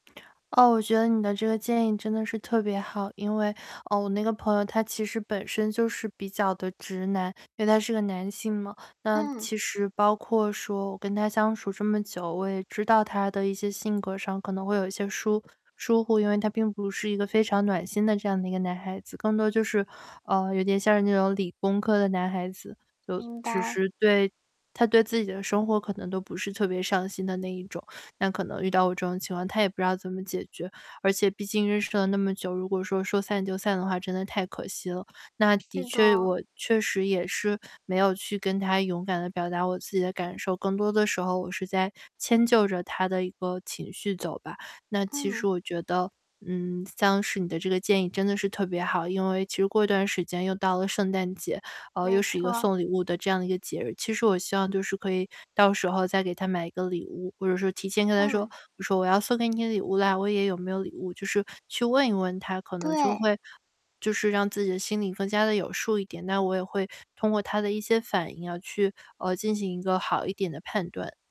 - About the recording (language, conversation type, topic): Chinese, advice, 我该如何应对一段总是单方面付出的朋友关系？
- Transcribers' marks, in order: static; other background noise